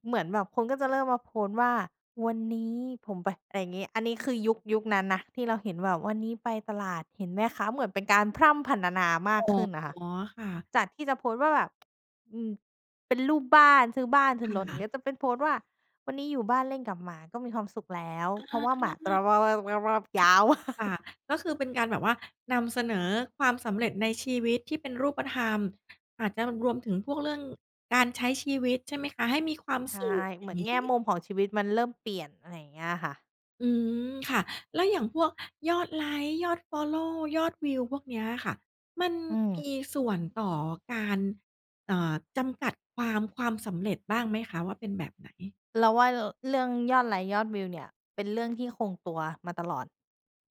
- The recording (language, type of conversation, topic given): Thai, podcast, สังคมออนไลน์เปลี่ยนความหมายของความสำเร็จอย่างไรบ้าง?
- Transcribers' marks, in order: tapping; unintelligible speech; chuckle; other background noise